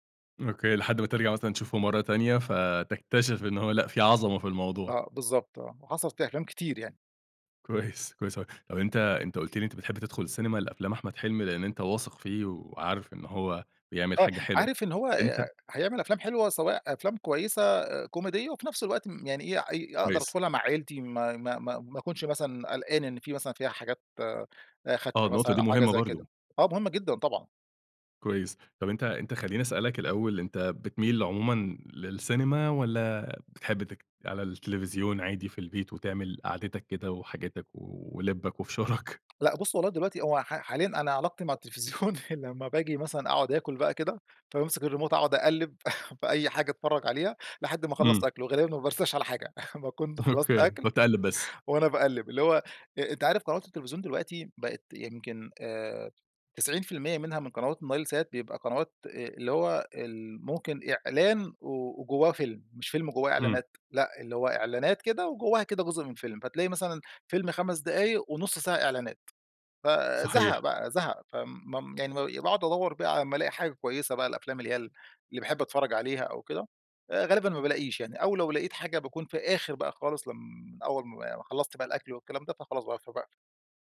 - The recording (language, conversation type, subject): Arabic, podcast, إيه أكتر حاجة بتشدك في بداية الفيلم؟
- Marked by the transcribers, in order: laughing while speaking: "وفشارك؟"; tapping; laughing while speaking: "التلفزيون"; laugh; chuckle